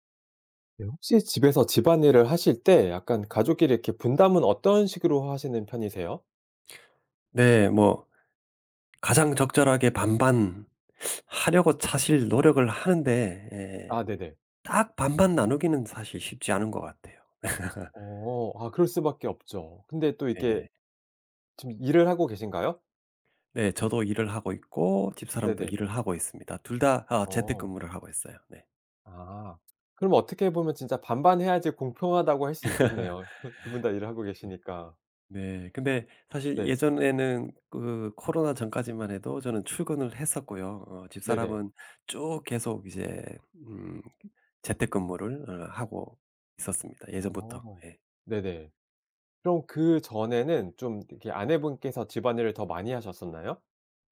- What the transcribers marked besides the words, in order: other background noise; laugh; tapping; laugh
- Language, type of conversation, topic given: Korean, podcast, 집안일 분담은 보통 어떻게 정하시나요?
- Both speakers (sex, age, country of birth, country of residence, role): male, 40-44, South Korea, South Korea, host; male, 50-54, South Korea, United States, guest